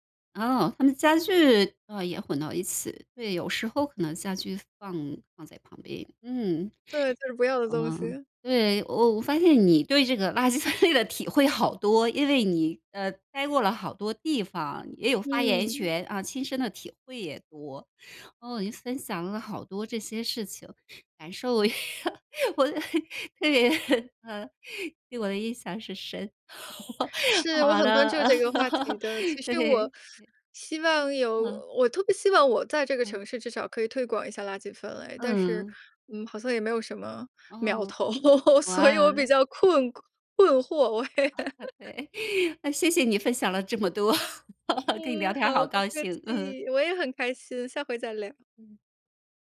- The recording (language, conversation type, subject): Chinese, podcast, 你在日常生活中实行垃圾分类有哪些实际体会？
- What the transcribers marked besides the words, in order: laughing while speaking: "垃圾分类的体会"; laughing while speaking: "我 对，啊，给我的印象是深 好了。对，对"; teeth sucking; laugh; laughing while speaking: "我也"; laughing while speaking: "对"; laugh; laughing while speaking: "跟你聊天儿好高兴，嗯"